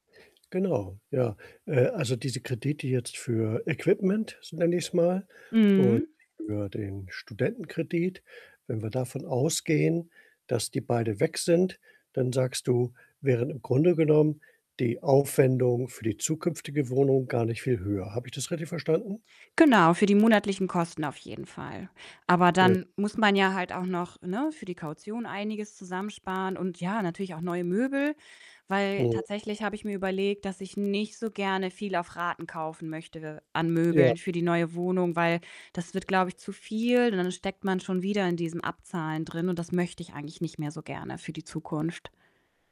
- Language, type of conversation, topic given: German, advice, Welche Schwierigkeiten hast du beim Sparen für die Anzahlung auf eine Wohnung?
- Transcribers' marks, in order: static; distorted speech; other background noise